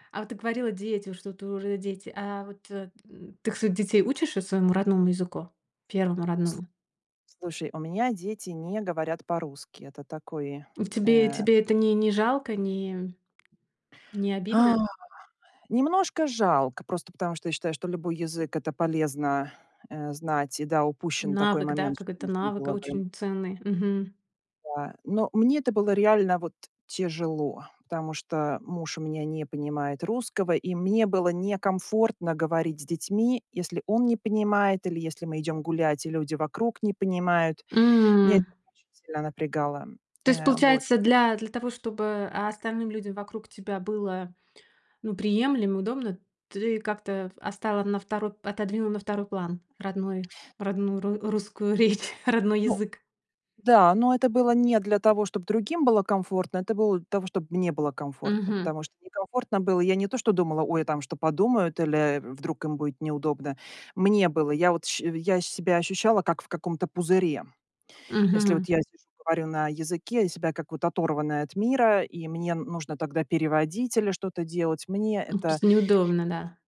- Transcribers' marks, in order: grunt; tapping; unintelligible speech; laughing while speaking: "речь"
- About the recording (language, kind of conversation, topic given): Russian, podcast, Как язык влияет на твоё самосознание?